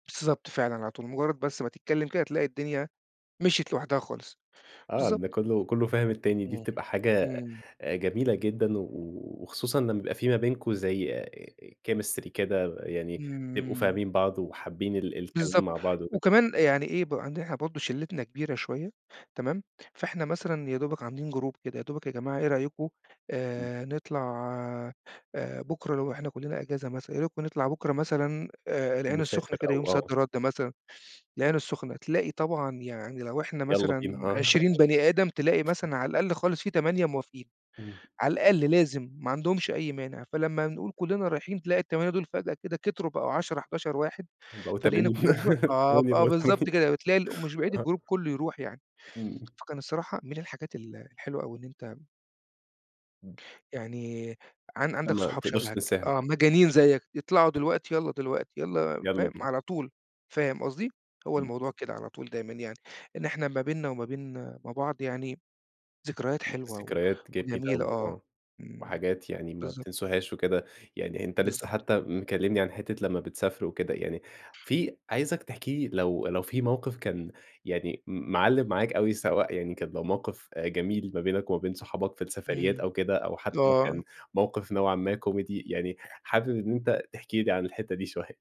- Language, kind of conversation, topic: Arabic, podcast, إيه أكتر لَمّة سعيدة حضرتها مع أهلك أو صحابك ولسه فاكر منها إيه؟
- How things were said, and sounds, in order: tapping; in English: "chemistry"; in English: "جروب"; other noise; other background noise; chuckle; laughing while speaking: "تمانية بقوا تمانين"; in English: "الجروب"